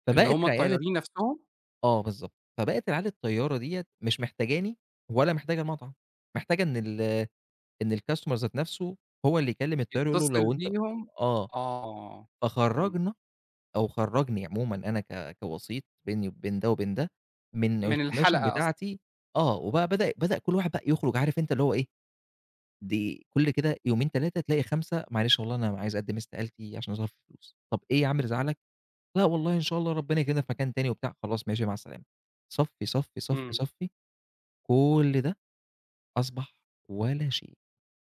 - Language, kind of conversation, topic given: Arabic, podcast, ممكن تحكيلنا عن خسارة حصلت لك واتحوّلت لفرصة مفاجئة؟
- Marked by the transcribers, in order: in English: "الcustomer"; in English: "الكوميشن"